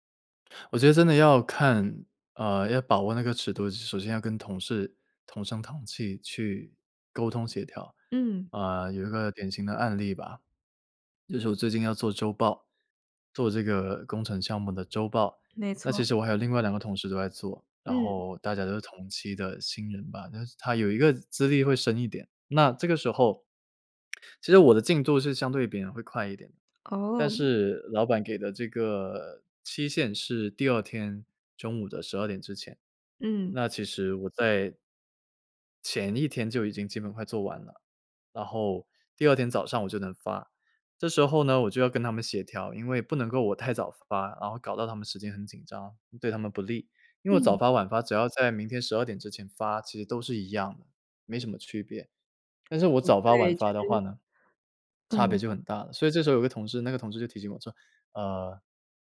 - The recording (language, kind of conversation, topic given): Chinese, podcast, 怎样用行动证明自己的改变？
- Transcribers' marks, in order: tapping